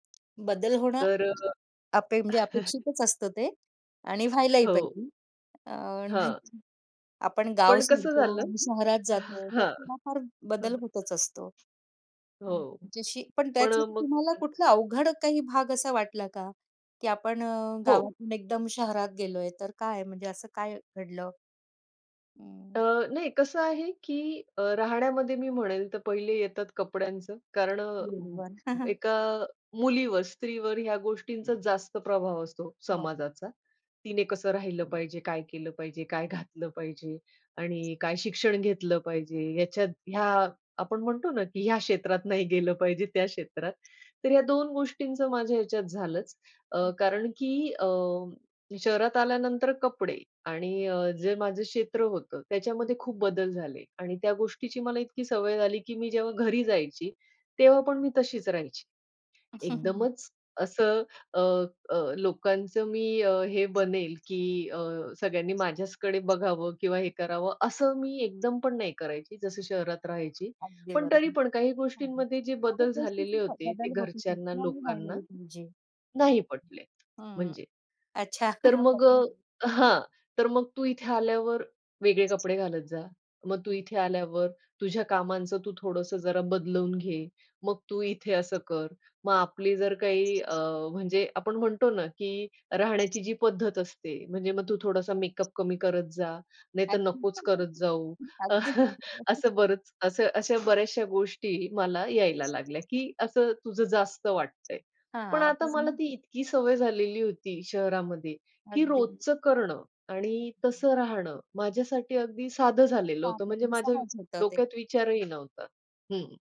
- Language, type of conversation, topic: Marathi, podcast, कुटुंबातील अपेक्षा बदलत असताना तुम्ही ते कसे जुळवून घेतले?
- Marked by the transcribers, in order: tapping; other background noise; chuckle; chuckle; unintelligible speech; other noise; chuckle; laughing while speaking: "ह्या क्षेत्रात नाही गेलं पाहिजे, त्या क्षेत्रात"; horn; chuckle; unintelligible speech; chuckle; unintelligible speech; laughing while speaking: "अगदी बरोबर"; chuckle